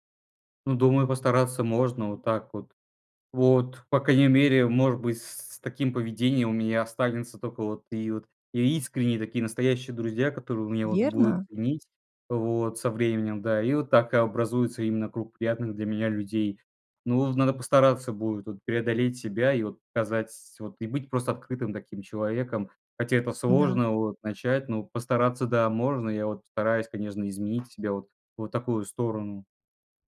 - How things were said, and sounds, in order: tapping
- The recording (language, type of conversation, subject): Russian, advice, Чего вы боитесь, когда становитесь уязвимыми в близких отношениях?